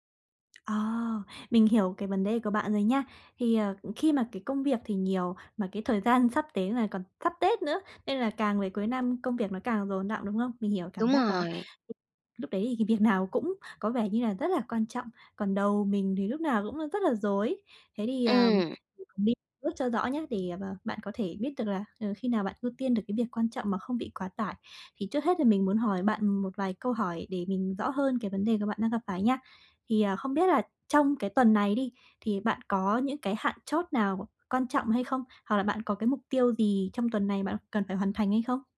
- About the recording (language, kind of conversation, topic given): Vietnamese, advice, Làm sao tôi ưu tiên các nhiệm vụ quan trọng khi có quá nhiều việc cần làm?
- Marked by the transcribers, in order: tapping; laughing while speaking: "cái việc nào"; unintelligible speech